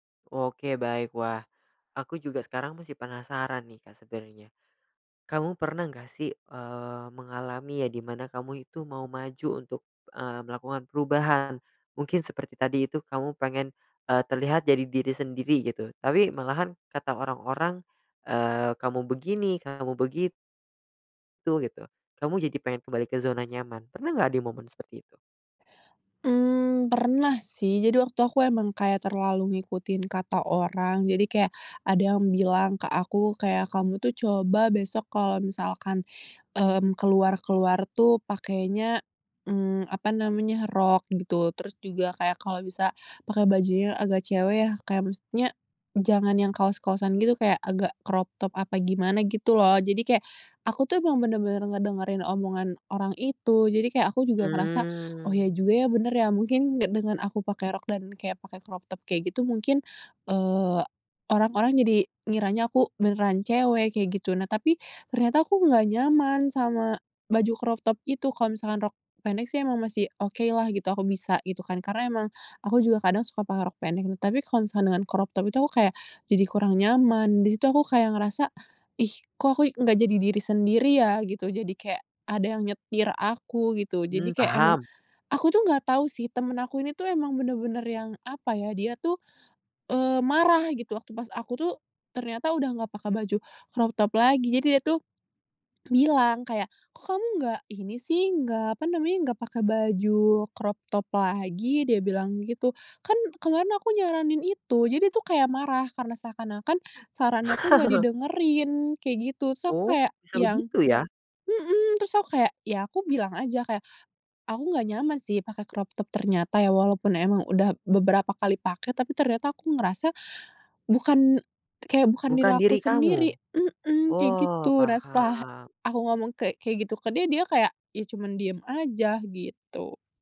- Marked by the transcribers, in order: in English: "crop top"; in English: "crop top"; in English: "crop top"; in English: "crop top"; in English: "crop top"; in English: "crop top"; laugh; in English: "crop top"
- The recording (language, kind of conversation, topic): Indonesian, podcast, Apa tantangan terberat saat mencoba berubah?